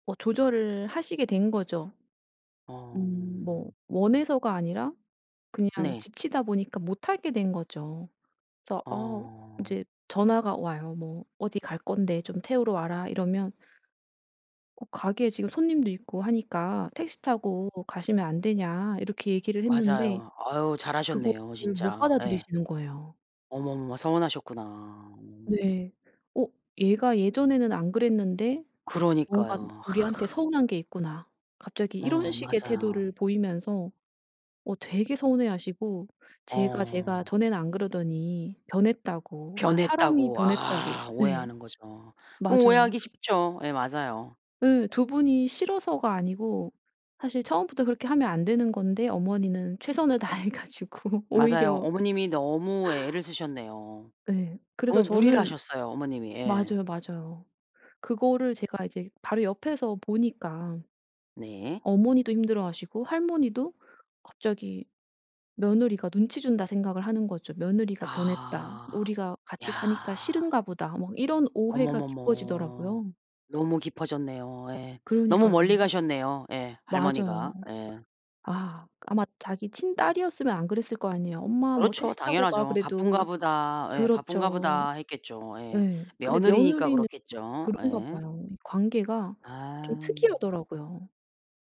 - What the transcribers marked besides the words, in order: other background noise; other noise; laughing while speaking: "다해 가지고"; tapping
- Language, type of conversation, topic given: Korean, podcast, 시부모님과의 관계는 보통 어떻게 관리하세요?